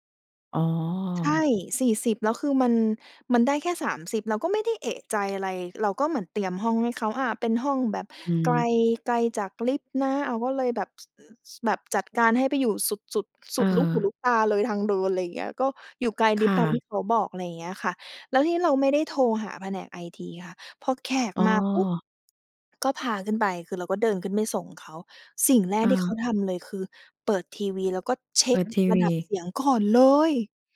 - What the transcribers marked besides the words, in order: stressed: "เช็ก"; surprised: "ก่อนเลย"
- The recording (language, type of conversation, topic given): Thai, podcast, อะไรคือสัญญาณว่าคุณควรเปลี่ยนเส้นทางอาชีพ?